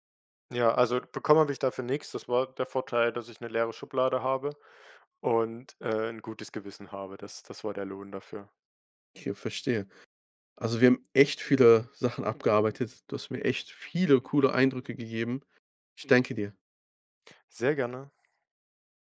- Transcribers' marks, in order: stressed: "echt"; stressed: "viele"
- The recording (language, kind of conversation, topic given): German, podcast, Was hältst du davon, Dinge zu reparieren, statt sie wegzuwerfen?